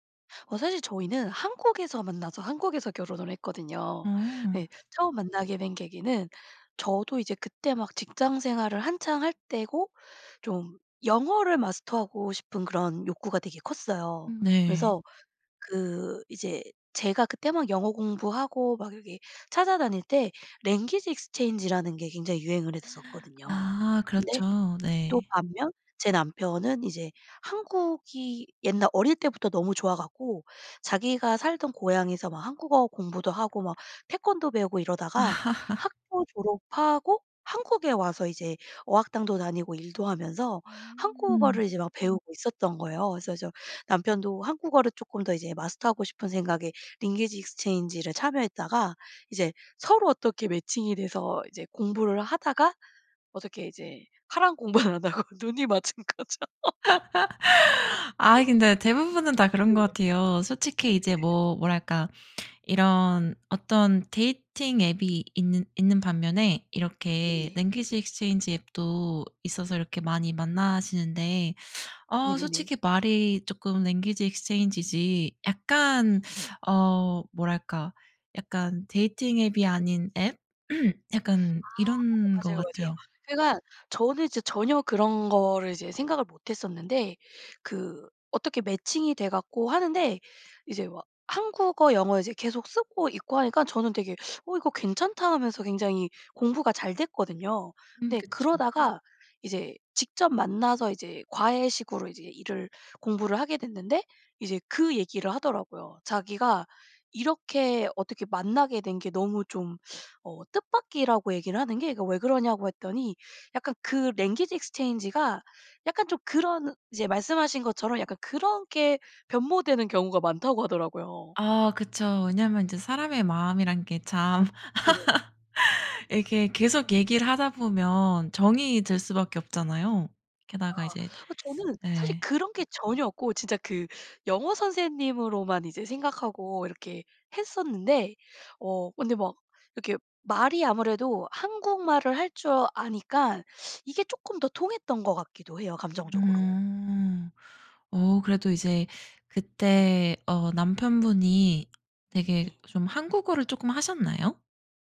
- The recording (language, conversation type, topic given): Korean, podcast, 어떤 만남이 인생을 완전히 바꿨나요?
- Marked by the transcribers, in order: in English: "랭귀지 익스체인지"; laugh; in English: "랭귀지 익스체인지를"; laughing while speaking: "공부는 안 하고 눈이 맞은 거죠"; laugh; in English: "랭귀지 익스체인지"; in English: "랭귀지 익스체인지"; throat clearing; in English: "랭귀지 익스체인지가"; other background noise; laugh; tapping